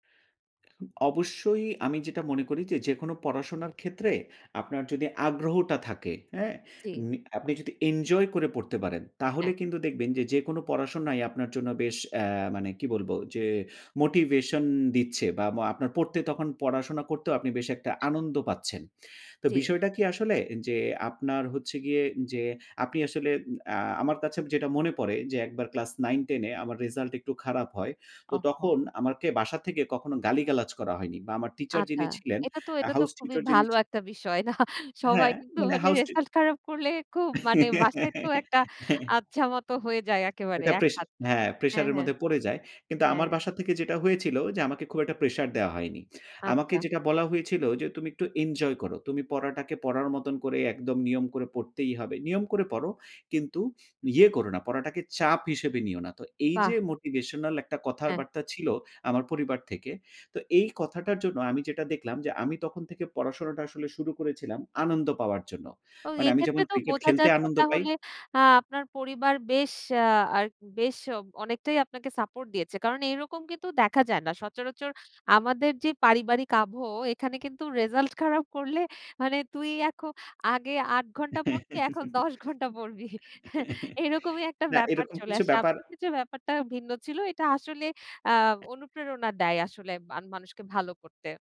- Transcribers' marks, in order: in English: "nine-ten"; in English: "house tutor"; laughing while speaking: "বাহ সবাই কিন্তু মানে রেজাল্ট … একেবারে এক হাত"; laugh; chuckle
- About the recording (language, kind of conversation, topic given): Bengali, podcast, আপনি পড়াশোনায় অনুপ্রেরণা কোথা থেকে পান?